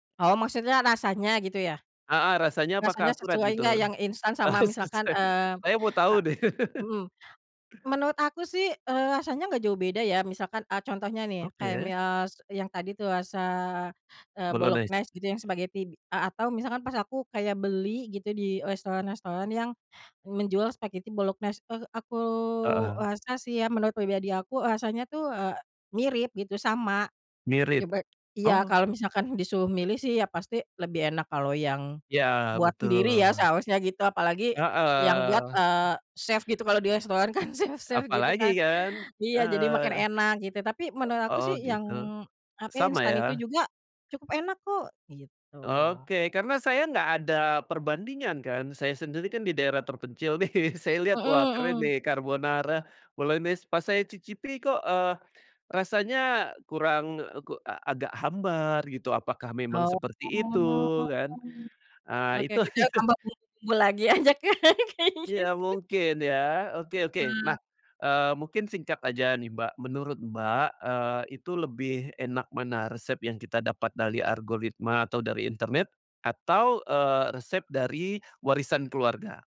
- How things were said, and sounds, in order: tapping; chuckle; laughing while speaking: "Sesuai"; other background noise; laugh; in English: "chef"; laughing while speaking: "chef"; laughing while speaking: "nih"; chuckle; drawn out: "Oh"; laughing while speaking: "itu"; laughing while speaking: "aja kan kayak gitu"
- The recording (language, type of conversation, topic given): Indonesian, podcast, Bisakah kamu menceritakan pengalaman saat mencoba memasak resep baru yang hasilnya sukses atau malah gagal?